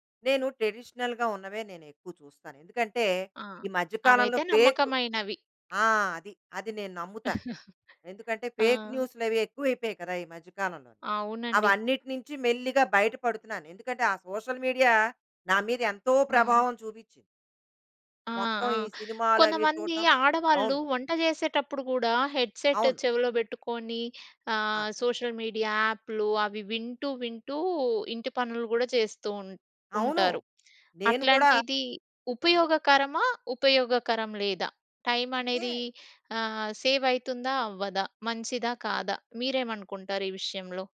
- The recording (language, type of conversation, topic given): Telugu, podcast, సోషల్ మీడియా మీ జీవితాన్ని ఎలా మార్చింది?
- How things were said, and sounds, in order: in English: "ట్రెడిషనల్‌గా"; other background noise; tapping; chuckle; in English: "ఫేక్"; in English: "సోషల్ మీడియా"; in English: "హెడ్ సెట్"; in English: "సోషల్ మీడియా"